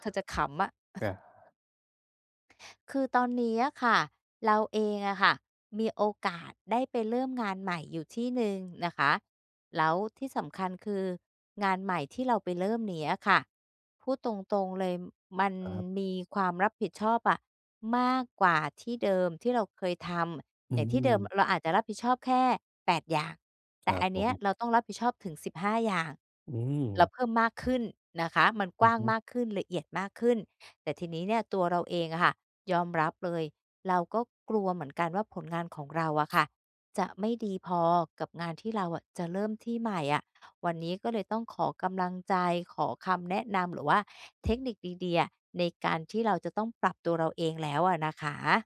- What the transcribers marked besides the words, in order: chuckle; other background noise
- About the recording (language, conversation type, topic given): Thai, advice, จะเริ่มลงมือทำงานอย่างไรเมื่อกลัวว่าผลงานจะไม่ดีพอ?